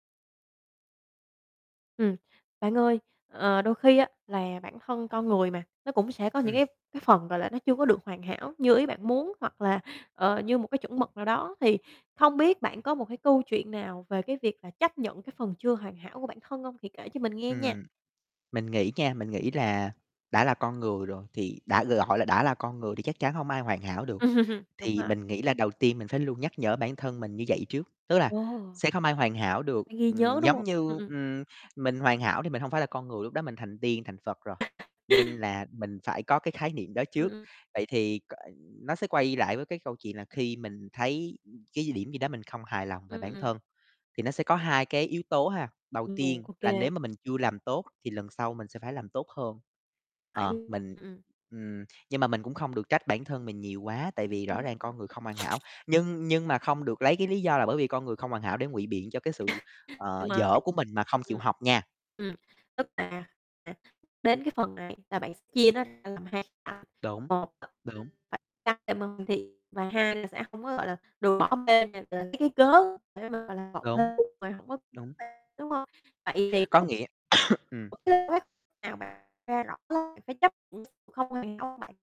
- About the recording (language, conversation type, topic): Vietnamese, podcast, Bạn làm gì để chấp nhận những phần chưa hoàn hảo của bản thân?
- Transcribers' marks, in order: static; distorted speech; chuckle; tapping; chuckle; other noise; unintelligible speech; other background noise; unintelligible speech; unintelligible speech; chuckle; unintelligible speech; unintelligible speech; unintelligible speech; cough; unintelligible speech